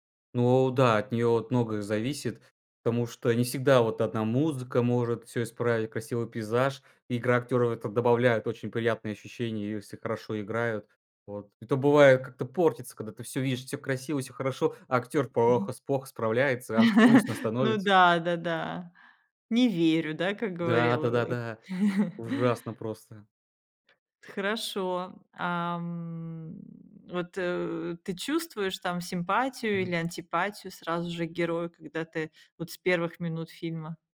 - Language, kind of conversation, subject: Russian, podcast, Что делает начало фильма захватывающим?
- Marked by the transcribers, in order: tapping; laugh; stressed: "ужасно"; chuckle